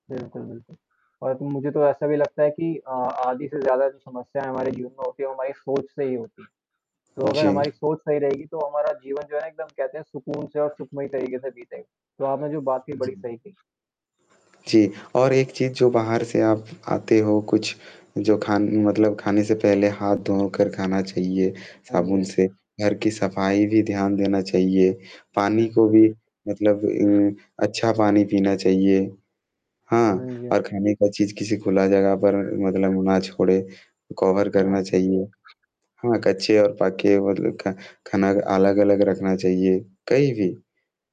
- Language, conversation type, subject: Hindi, unstructured, आप अपनी सेहत का ख्याल कैसे रखते हैं?
- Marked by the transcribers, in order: distorted speech; static; tapping; in English: "कवर"; unintelligible speech